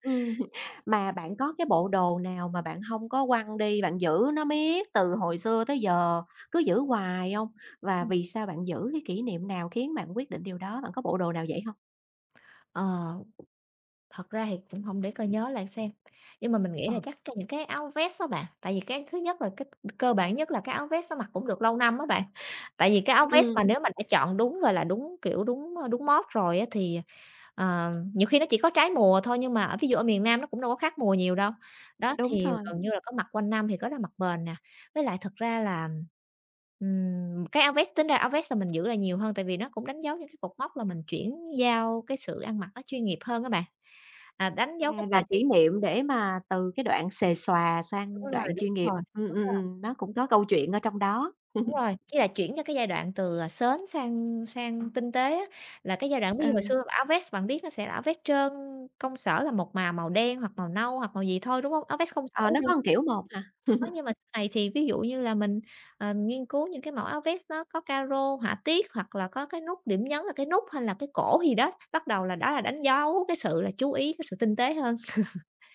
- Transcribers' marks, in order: tapping; other background noise; in French: "mode"; laugh; unintelligible speech; laugh; laugh
- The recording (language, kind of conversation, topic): Vietnamese, podcast, Phong cách ăn mặc có giúp bạn kể câu chuyện về bản thân không?